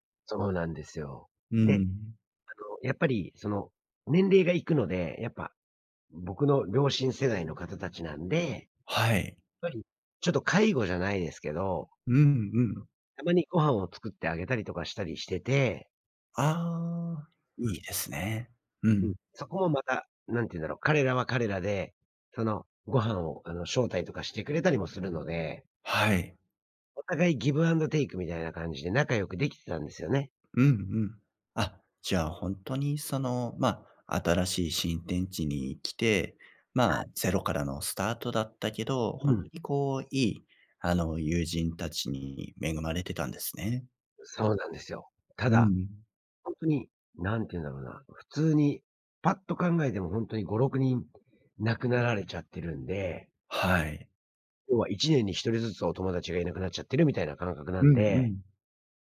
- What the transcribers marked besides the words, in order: other background noise
- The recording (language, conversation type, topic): Japanese, advice, 引っ越してきた地域で友人がいないのですが、どうやって友達を作ればいいですか？
- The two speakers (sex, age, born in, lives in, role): male, 35-39, Japan, Japan, advisor; male, 45-49, Japan, United States, user